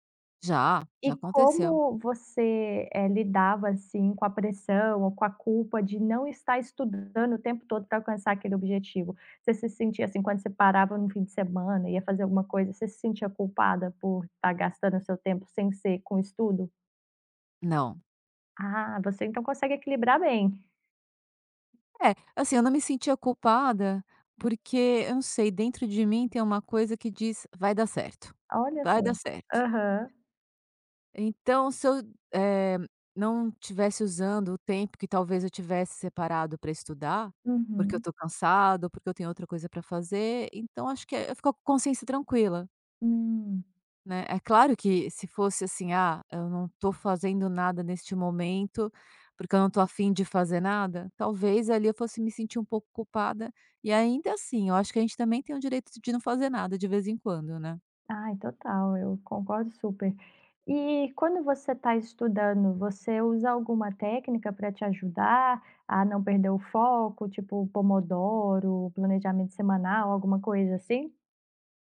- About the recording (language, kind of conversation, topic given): Portuguese, podcast, Como você mantém equilíbrio entre aprender e descansar?
- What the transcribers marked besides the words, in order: other background noise